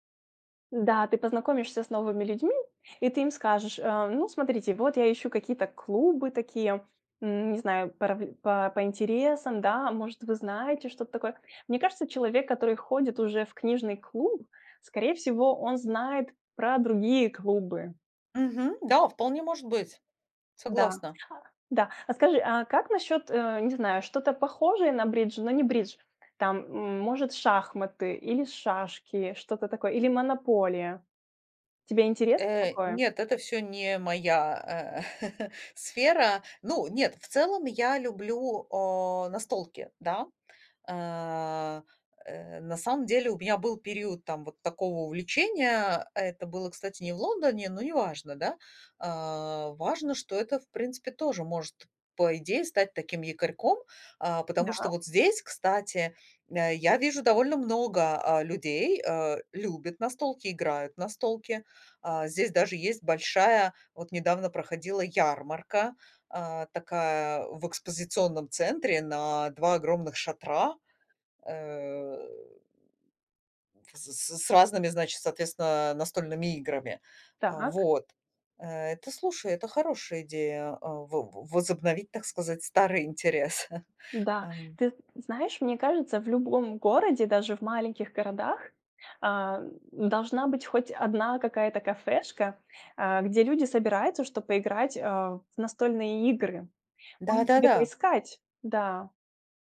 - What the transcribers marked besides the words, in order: chuckle; laughing while speaking: "интерес"; chuckle
- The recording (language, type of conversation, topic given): Russian, advice, Что делать, если после переезда вы чувствуете потерю привычной среды?
- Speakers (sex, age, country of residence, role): female, 35-39, France, advisor; female, 45-49, Spain, user